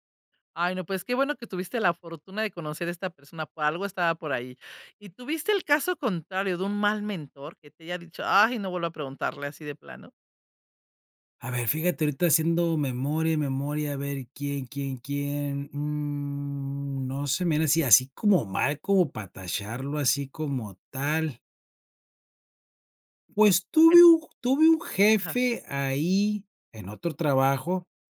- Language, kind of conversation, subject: Spanish, podcast, ¿Cómo puedes convertirte en un buen mentor?
- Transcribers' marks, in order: drawn out: "mm"